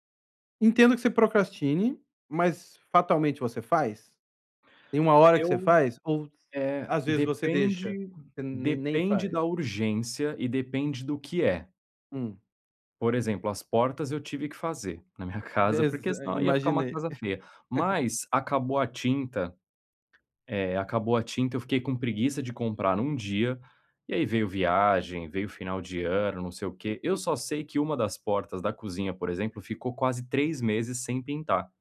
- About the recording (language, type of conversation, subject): Portuguese, advice, Como posso enfrentar o medo de falhar e recomeçar o meu negócio?
- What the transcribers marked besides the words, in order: tapping; chuckle; chuckle